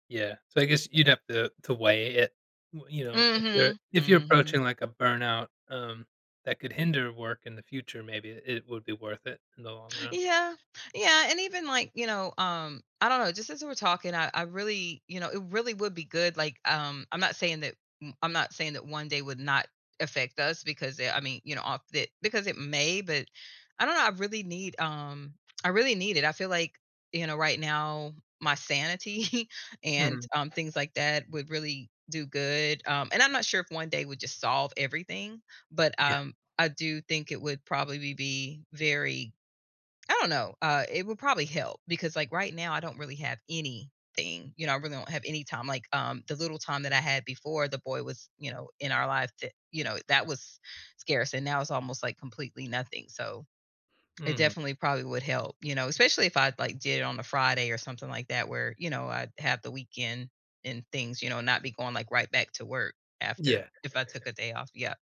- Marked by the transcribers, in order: other background noise; laughing while speaking: "sanity"; tapping; background speech
- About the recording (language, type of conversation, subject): English, advice, How can I fit self-care into my schedule?
- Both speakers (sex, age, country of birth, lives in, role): female, 45-49, United States, United States, user; male, 35-39, United States, United States, advisor